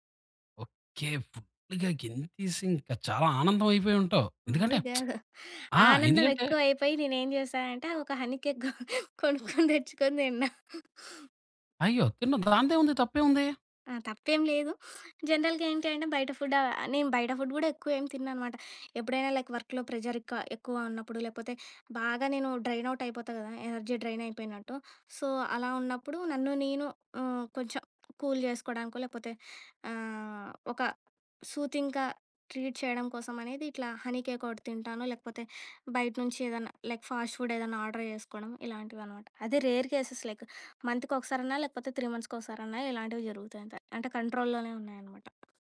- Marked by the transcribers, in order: in English: "ఫుల్‌గా"; unintelligible speech; lip smack; laughing while speaking: "హనీ కేక్ కొనుక్కొని తెచ్చుకొని తిన్నా"; in English: "హనీ కేక్"; in English: "జనరల్‌గా"; in English: "ఫుడ్"; in English: "ఫుడ్"; in English: "లైక్ వర్క్‌లో ప్రెషర్"; in English: "డ్రైన్ అవుట్"; in English: "ఎనర్జీ డ్రైన్"; in English: "సో"; in English: "కూల్"; in English: "సూతింగ్‌గా ట్రీట్"; in English: "హనీ కేక్"; in English: "లైక్ ఫాస్ట్ ఫుడ్"; in English: "ఆర్డర్"; in English: "లైక్ మంత్‌కి"; in English: "త్రీ మంత్స్‌కి"; in English: "కంట్రోల్‌లోనే"; other background noise
- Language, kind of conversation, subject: Telugu, podcast, మీ ఉదయం ఎలా ప్రారంభిస్తారు?